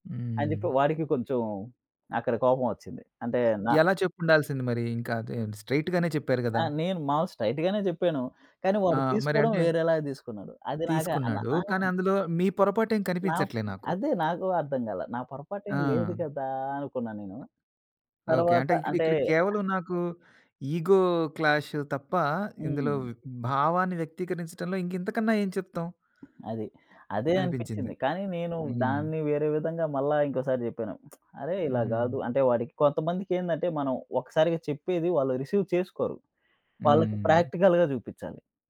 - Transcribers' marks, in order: in English: "స్ట్రెయిట్"; tapping; in English: "స్ట్రెయిట్‌గానే"; other background noise; in English: "ఇగో క్లాష్"; lip smack; in English: "రిసీవ్"; in English: "ప్రాక్టికల్‌గా"
- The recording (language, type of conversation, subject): Telugu, podcast, సంబంధాల్లో మీ భావాలను సహజంగా, స్పష్టంగా ఎలా వ్యక్తపరుస్తారు?